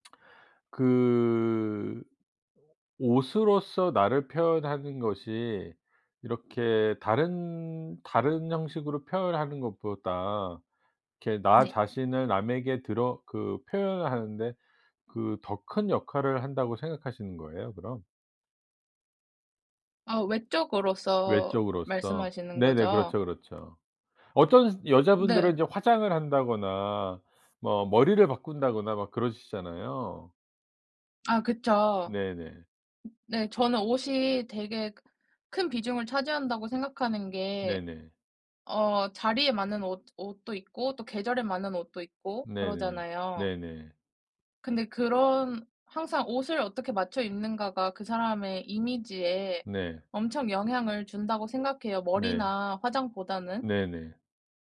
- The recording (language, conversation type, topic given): Korean, podcast, 옷을 바꿔 입어서 기분이 달라졌던 경험이 있으신가요?
- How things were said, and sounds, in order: drawn out: "그"; other background noise